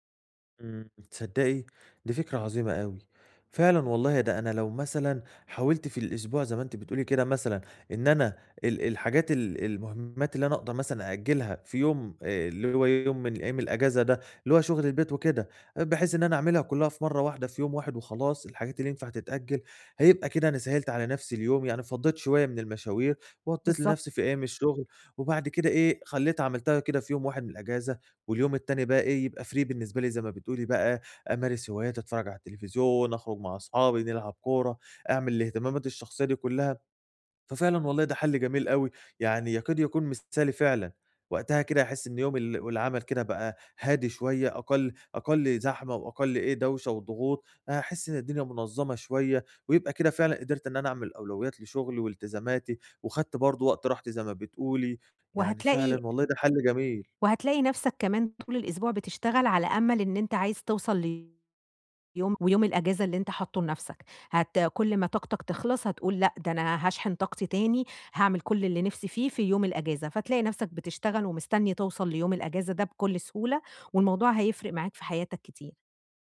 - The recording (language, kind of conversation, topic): Arabic, advice, إزاي أوازن بين التزاماتي اليومية ووقتي لهواياتي بشكل مستمر؟
- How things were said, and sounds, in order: in English: "free"; tapping